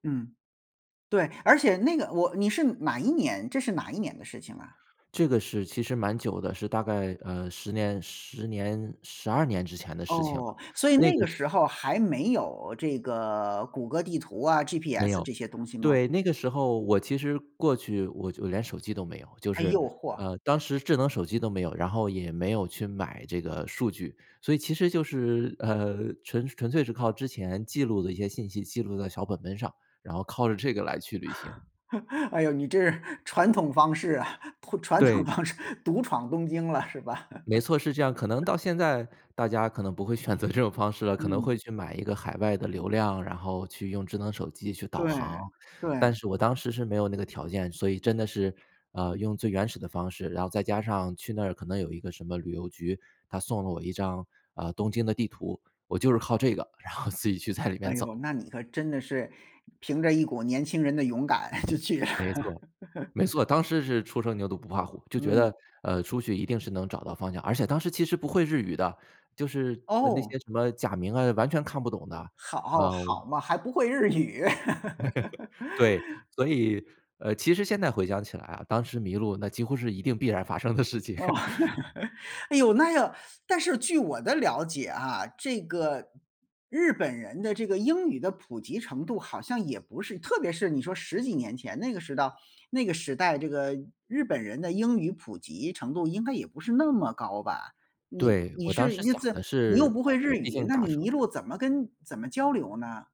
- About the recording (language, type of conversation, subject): Chinese, podcast, 在陌生城市里迷路时，你最难忘的一次经历是什么样的？
- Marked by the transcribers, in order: other background noise; laughing while speaking: "这个来去旅行"; laugh; laughing while speaking: "你这是传统方式啊，传统方式，独闯东京了，是吧？"; laugh; other noise; laughing while speaking: "这种方式了"; laughing while speaking: "然后自己去在"; laughing while speaking: "就去了"; laugh; laugh; laughing while speaking: "日语"; laugh; laughing while speaking: "发生的事情"; laugh; stressed: "特别"